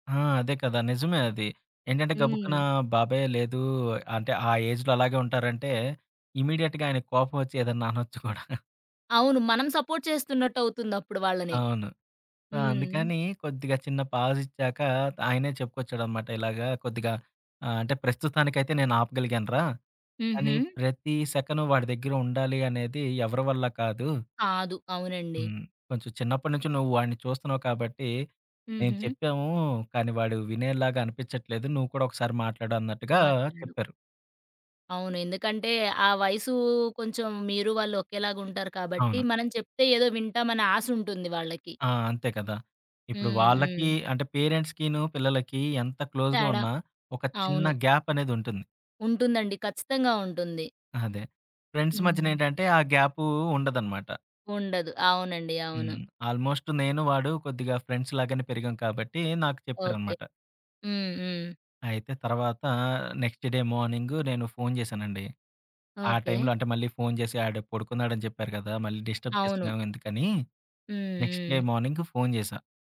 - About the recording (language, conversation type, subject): Telugu, podcast, బాధపడుతున్న బంధువుని ఎంత దూరం నుంచి ఎలా సపోర్ట్ చేస్తారు?
- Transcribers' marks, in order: in English: "ఏజ్‌లో"; in English: "ఇమ్మీడియేట్‌గా"; chuckle; in English: "సపోర్ట్"; in English: "సో"; in English: "పేరెంట్స్‌కిను"; in English: "క్లోజ్‌గా"; in English: "ఫ్రెండ్స్"; in English: "ఆల్మోస్ట్"; in English: "ఫ్రెండ్స్"; in English: "నెక్స్ట్ డే"; in English: "డిస్టర్బ్"; in English: "నెక్స్ట్ డే"